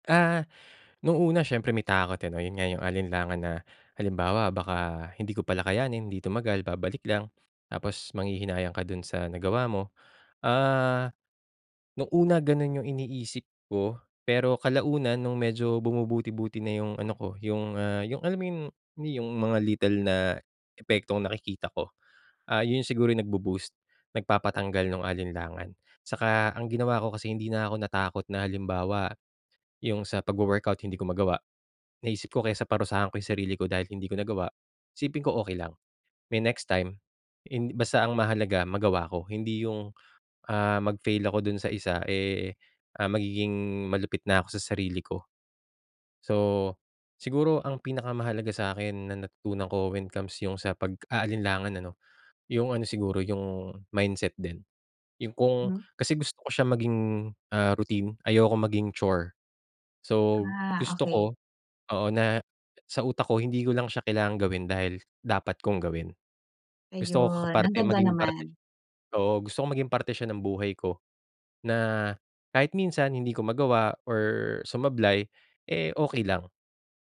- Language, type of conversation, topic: Filipino, podcast, Ano ang unang ginawa mo nang mapagtanto mong kailangan mo nang magbago?
- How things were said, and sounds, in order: other background noise; tapping; other noise